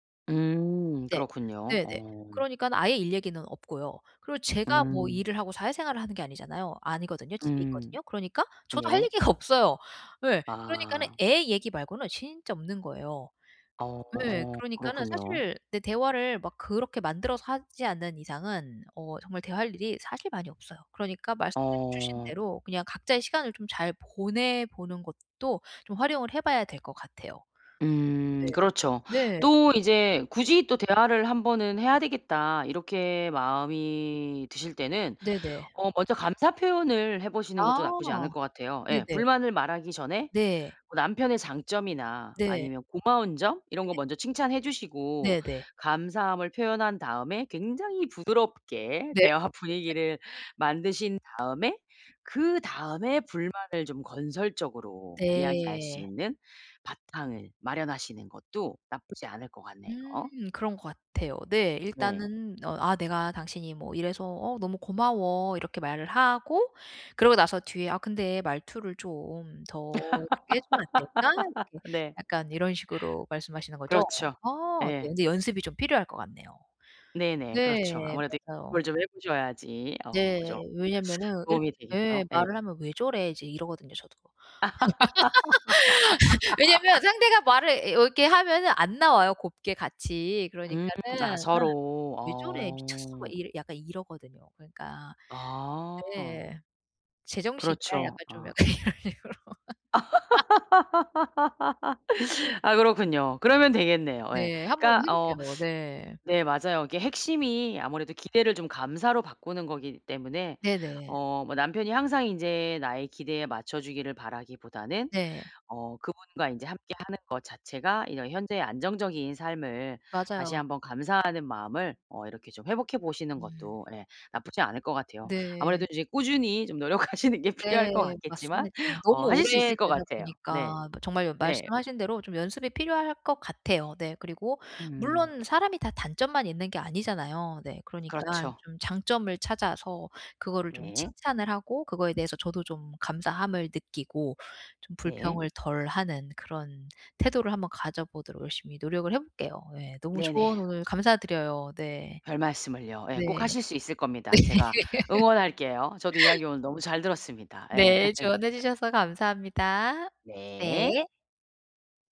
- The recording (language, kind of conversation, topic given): Korean, advice, 제가 가진 것들에 더 감사하는 태도를 기르려면 매일 무엇을 하면 좋을까요?
- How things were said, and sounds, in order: laughing while speaking: "없어요"; other background noise; tapping; laugh; laugh; laughing while speaking: "네"; laugh; laughing while speaking: "이런 식으로"; laugh; laughing while speaking: "노력하시는 게 필요할"; laughing while speaking: "네"; laugh; laugh